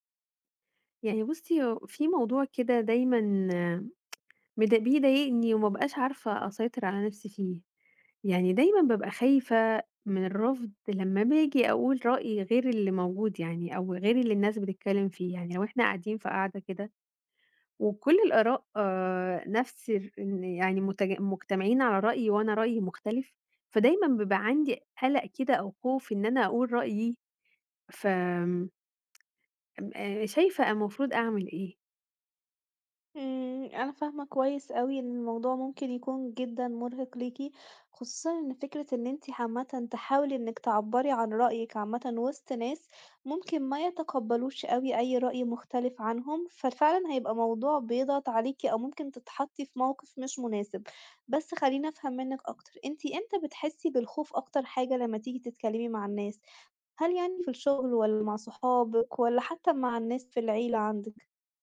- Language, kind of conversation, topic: Arabic, advice, إزاي بتتعامَل مع خوفك من الرفض لما بتقول رأي مختلف؟
- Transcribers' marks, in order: tsk; tapping